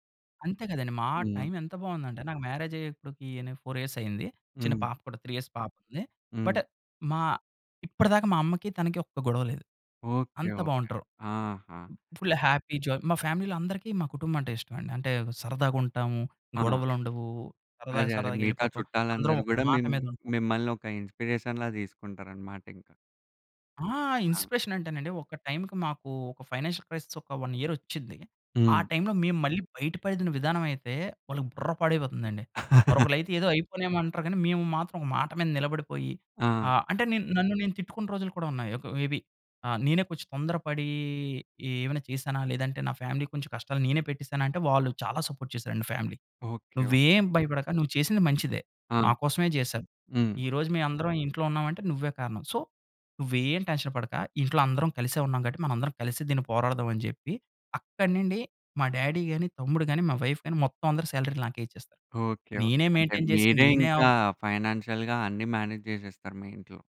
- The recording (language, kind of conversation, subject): Telugu, podcast, కుటుంబంతో గడిపే సమయం మీకు ఎందుకు ముఖ్యంగా అనిపిస్తుంది?
- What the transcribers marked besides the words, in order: in English: "ఫోర్ ఇయర్స్"; in English: "త్రీ ఇయర్స్"; in English: "బట్"; other noise; in English: "ఫుల్ హ్యాపీ జాయ్"; in English: "ఫ్యామిలీ‌లో"; in English: "ఇన్‌స్పి‌రేషన్‌లాగా"; in English: "ఫైనాన్షియల్ క్రైసిస్"; in English: "వన్"; laugh; in English: "మేబి"; in English: "ఫ్యామిలీకి"; in English: "సపోర్ట్"; in English: "ఫ్యామిలీ"; in English: "సో"; in English: "టెన్షన్"; in English: "డ్యాడీ"; in English: "వైఫ్"; in English: "మెయిన్‌టైన్"; in English: "ఫైనాన్షియల్‌గా"; in English: "మేనేజ్"